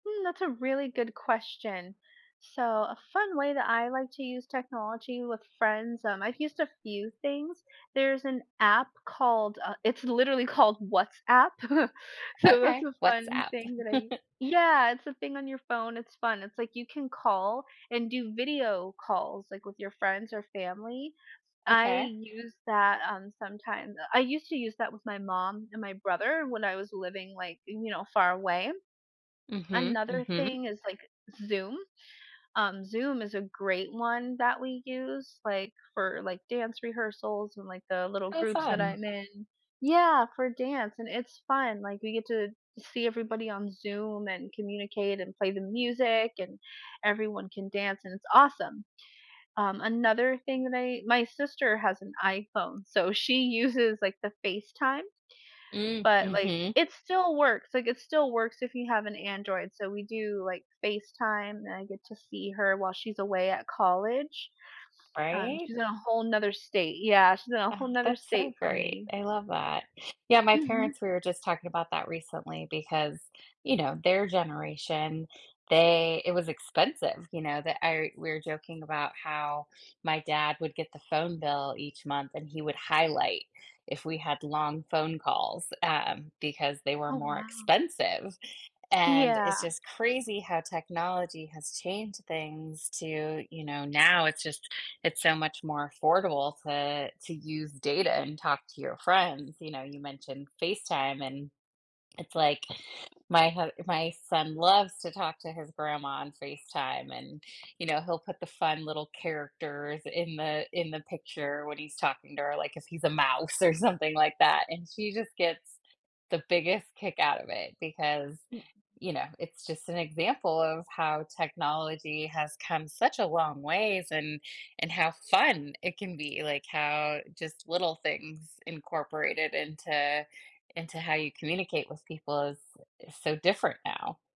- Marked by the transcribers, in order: tapping; chuckle; laugh; other background noise
- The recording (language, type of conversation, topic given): English, unstructured, How does technology help you connect and have fun with friends?
- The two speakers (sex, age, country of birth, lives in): female, 35-39, United States, United States; female, 45-49, United States, United States